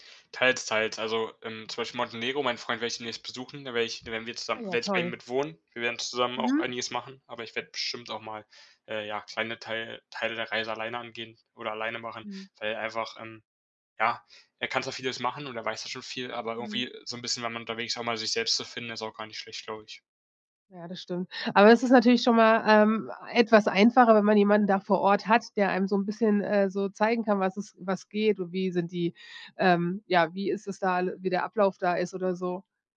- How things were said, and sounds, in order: none
- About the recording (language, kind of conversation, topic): German, podcast, Wer hat dir einen Ort gezeigt, den sonst niemand kennt?